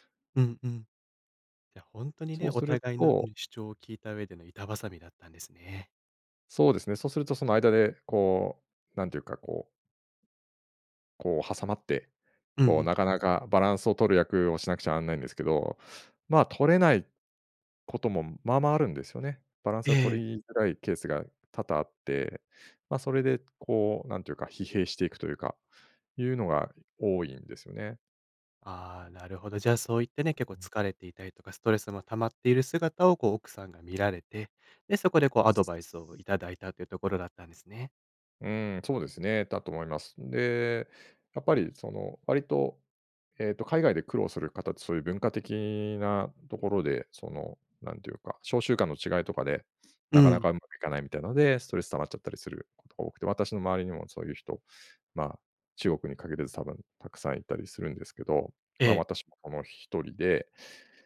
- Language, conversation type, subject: Japanese, podcast, キャリアの中で、転機となったアドバイスは何でしたか？
- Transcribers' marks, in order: unintelligible speech; unintelligible speech; other background noise